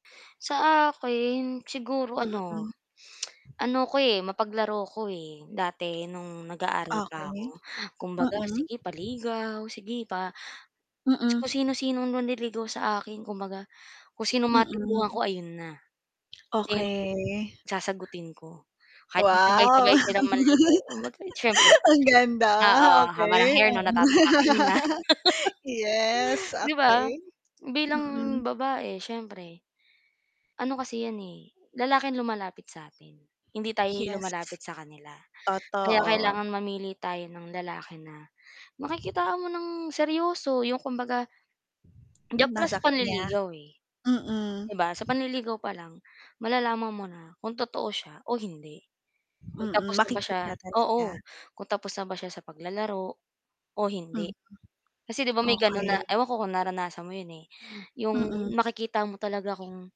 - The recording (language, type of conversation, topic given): Filipino, unstructured, Ano ang mga palatandaan na handa ka na sa isang seryosong relasyon at paano mo pinananatiling masaya ito araw-araw?
- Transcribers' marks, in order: static; lip smack; mechanical hum; distorted speech; drawn out: "Okey"; drawn out: "Wow"; laugh; laugh; chuckle